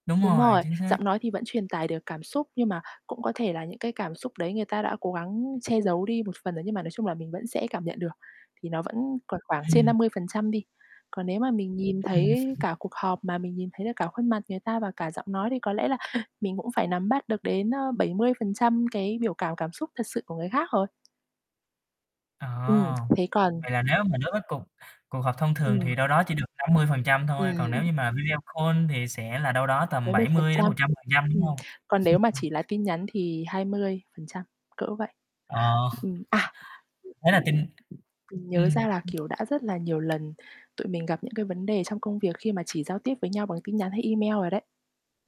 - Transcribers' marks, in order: static; tapping; distorted speech; other background noise; chuckle; in English: "call"; chuckle
- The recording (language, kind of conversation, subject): Vietnamese, podcast, Bạn thường đọc và hiểu các tín hiệu phi ngôn ngữ của người khác như thế nào?